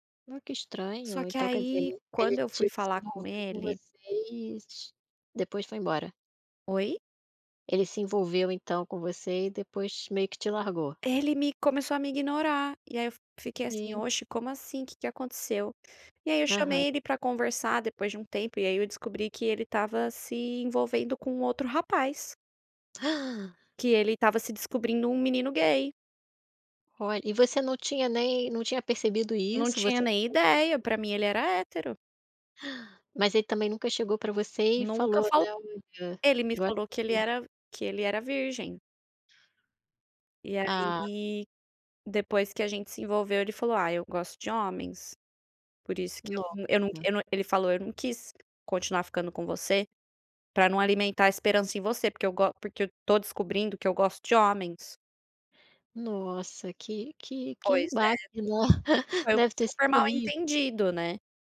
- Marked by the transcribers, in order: tapping; gasp; unintelligible speech; gasp; other background noise; chuckle
- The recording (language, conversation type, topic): Portuguese, podcast, Qual foi uma experiência de adaptação cultural que marcou você?